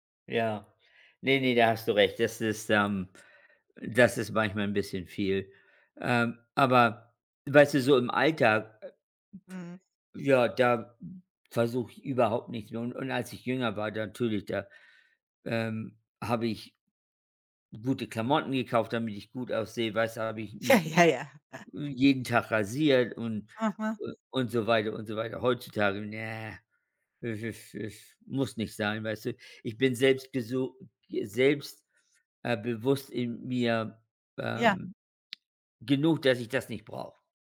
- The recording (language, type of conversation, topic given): German, unstructured, Was gibt dir das Gefühl, wirklich du selbst zu sein?
- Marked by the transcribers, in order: laughing while speaking: "Ja, ja, ja"; giggle; drawn out: "ne"; unintelligible speech